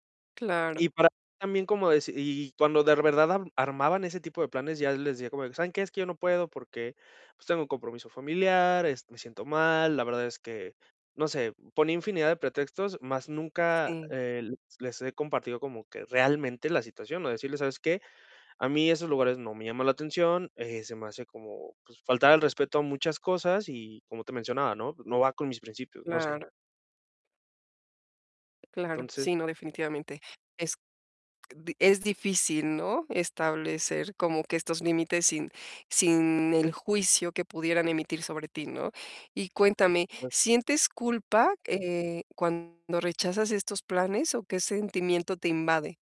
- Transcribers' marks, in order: distorted speech; tapping
- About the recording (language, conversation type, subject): Spanish, advice, ¿Cómo puedo decir que no a planes sin dañar mis amistades?